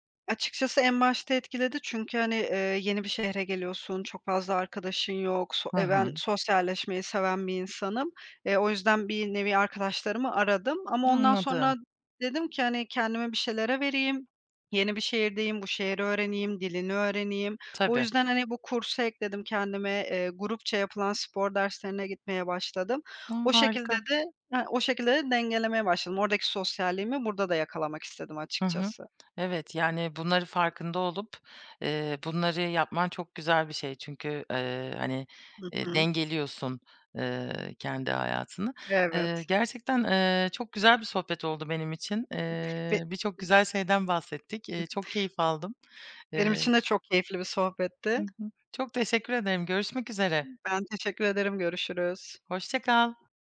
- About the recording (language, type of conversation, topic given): Turkish, podcast, Hafta içi ve hafta sonu rutinlerin nasıl farklılaşıyor?
- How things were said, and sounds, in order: tapping; other background noise; unintelligible speech